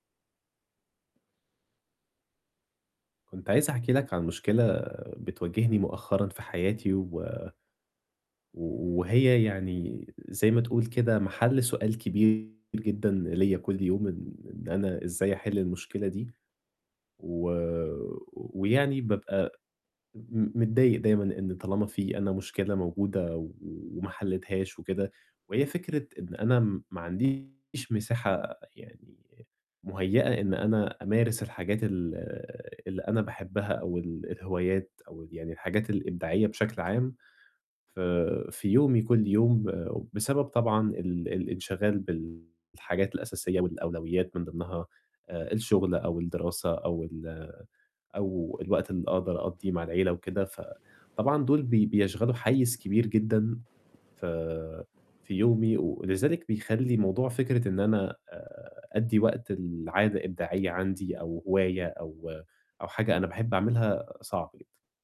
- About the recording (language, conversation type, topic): Arabic, advice, إزاي أجهّز لنفسي مساحة شغل مناسبة تساعدني أحافظ على عادتي الإبداعية؟
- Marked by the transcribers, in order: distorted speech; tapping